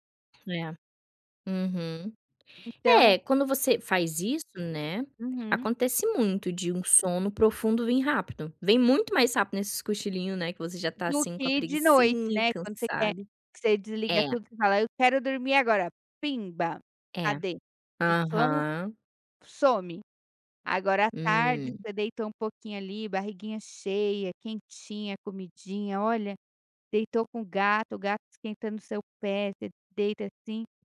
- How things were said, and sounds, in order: tapping
- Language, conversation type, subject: Portuguese, advice, Por que me sinto mais cansado depois de cochilar durante o dia?